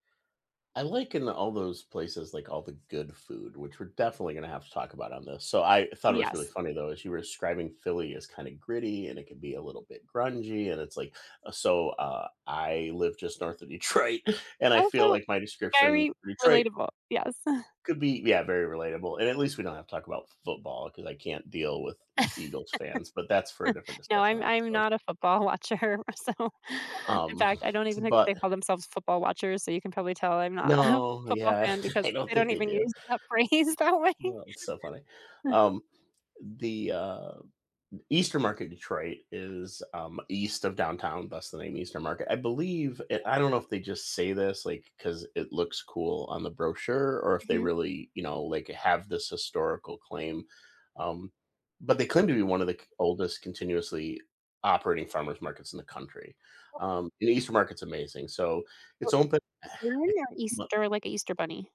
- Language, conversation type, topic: English, unstructured, Which markets could you wander for hours, and what memories and treasures make them special to you?
- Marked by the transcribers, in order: laughing while speaking: "Detroit"; tapping; chuckle; laugh; laughing while speaking: "watcher, so"; laugh; laugh; laughing while speaking: "a"; laughing while speaking: "phrase"; laughing while speaking: "way"; sigh; other background noise; unintelligible speech; unintelligible speech; exhale